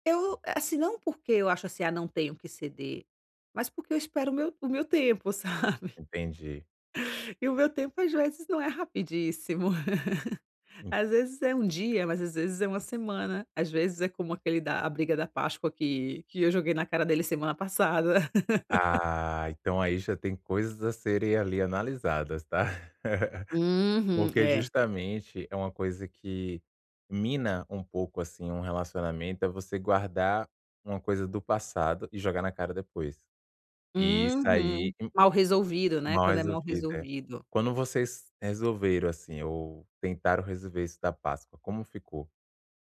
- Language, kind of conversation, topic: Portuguese, advice, Como posso manter uma boa relação depois de uma briga familiar?
- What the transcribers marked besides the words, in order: laughing while speaking: "sabe?"; laugh; laugh; laugh; tapping